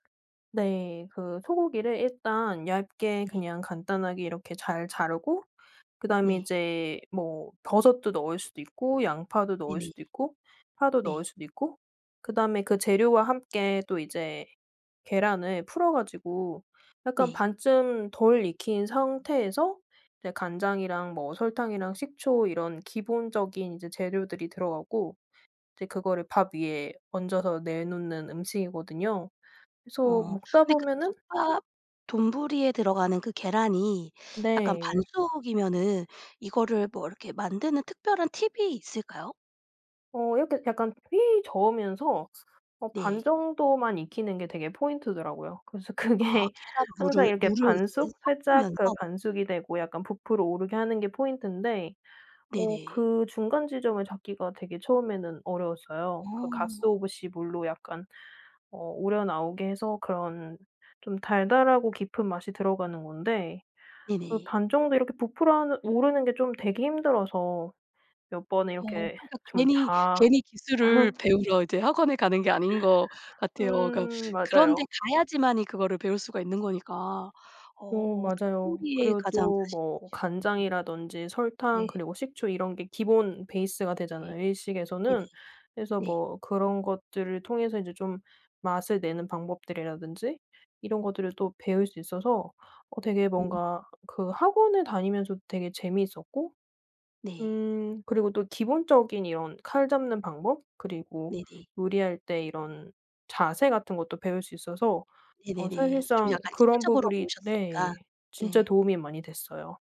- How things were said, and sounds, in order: tapping; other background noise; laughing while speaking: "그게"; laugh; "부분이" said as "부불이"
- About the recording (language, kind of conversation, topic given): Korean, podcast, 요리를 새로 배우면서 가장 인상 깊었던 경험은 무엇인가요?